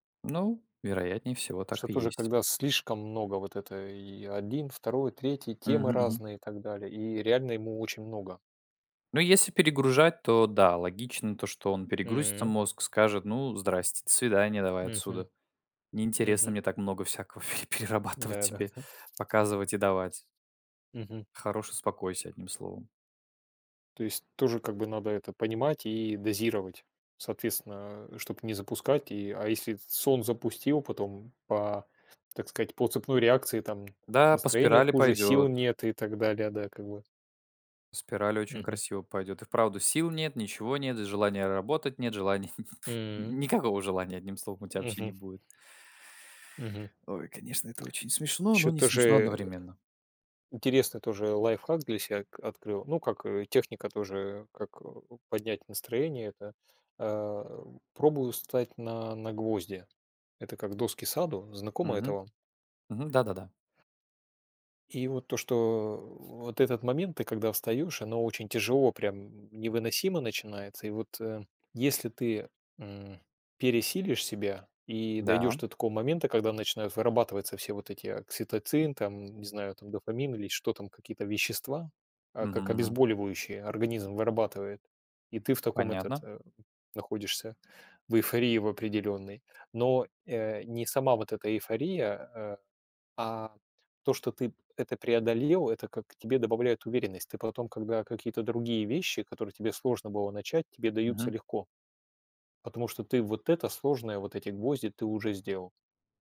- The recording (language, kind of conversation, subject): Russian, unstructured, Что помогает вам поднять настроение в трудные моменты?
- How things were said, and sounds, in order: other background noise; chuckle; tapping; inhale